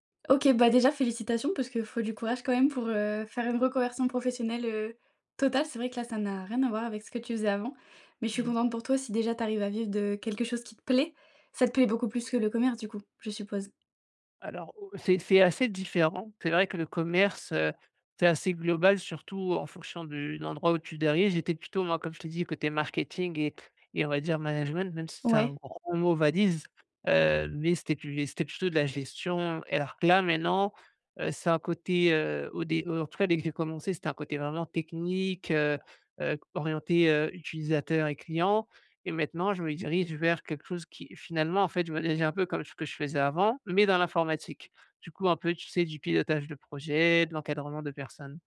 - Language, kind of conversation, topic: French, advice, Comment puis-je développer de nouvelles compétences pour progresser dans ma carrière ?
- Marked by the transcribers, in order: "diriges" said as "dériges"; "Alors" said as "Élors"